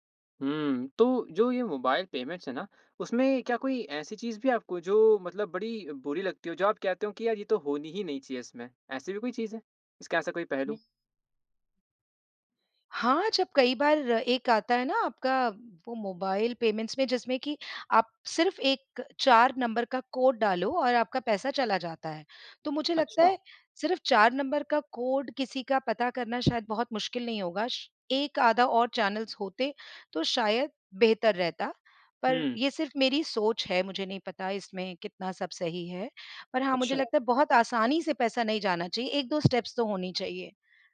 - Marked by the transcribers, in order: in English: "पेमेंट्स"; in English: "मोबाइल पेमेंट्स"; in English: "चैनल्स"; in English: "स्टेप्स"
- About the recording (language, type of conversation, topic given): Hindi, podcast, मोबाइल भुगतान का इस्तेमाल करने में आपको क्या अच्छा लगता है और क्या बुरा लगता है?